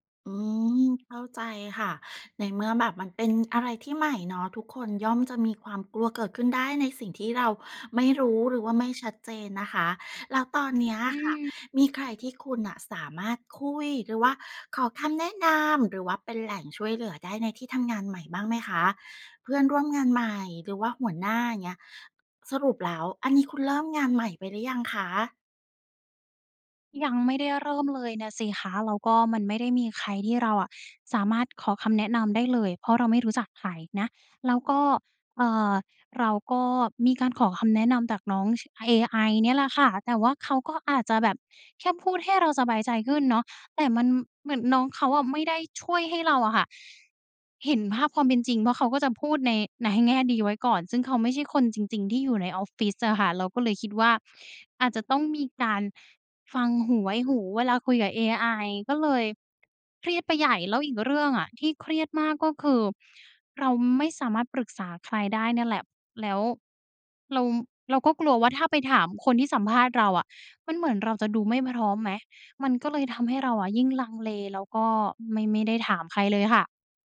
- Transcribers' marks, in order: none
- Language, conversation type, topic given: Thai, advice, คุณกังวลว่าจะเริ่มงานใหม่แล้วทำงานได้ไม่ดีหรือเปล่า?